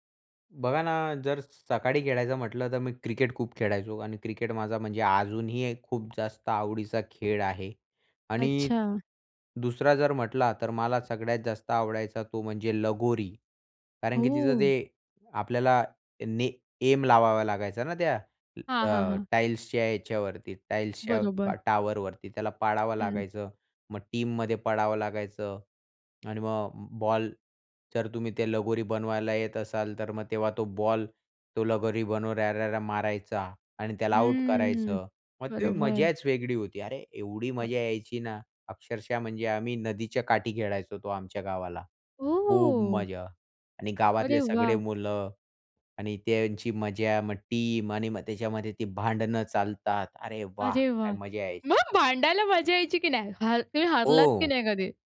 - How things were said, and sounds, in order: tapping; in English: "ऐम"; in English: "टीम"; in English: "टीम"; anticipating: "मग भांडायला मजा यायची की नाही?"
- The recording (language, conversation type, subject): Marathi, podcast, लहानपणीच्या खेळांचा तुमच्यावर काय परिणाम झाला?